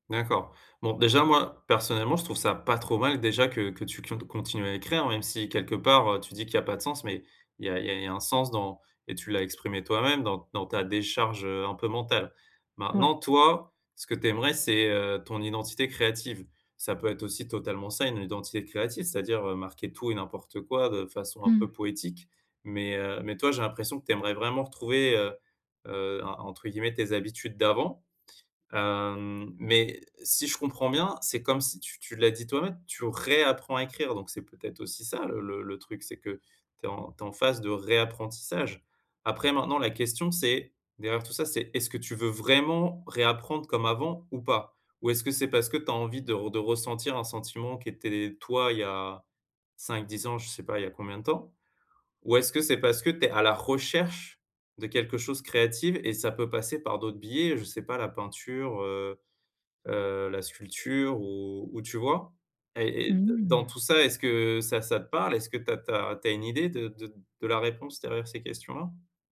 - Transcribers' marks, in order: tapping; stressed: "vraiment"; stressed: "recherche"; drawn out: "Mmh"
- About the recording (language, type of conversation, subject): French, advice, Comment surmonter le doute sur son identité créative quand on n’arrive plus à créer ?